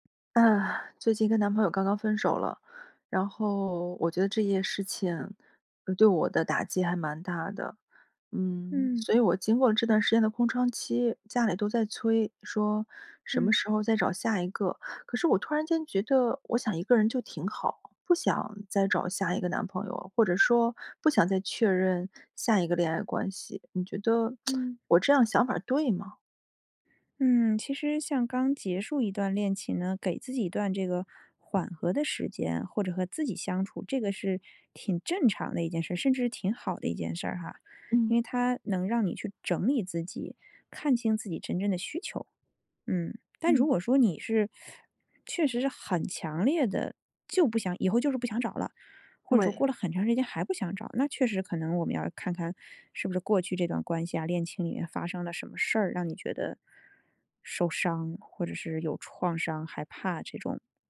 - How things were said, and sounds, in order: sigh; lip smack; teeth sucking
- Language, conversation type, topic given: Chinese, advice, 过去恋情失败后，我为什么会害怕开始一段新关系？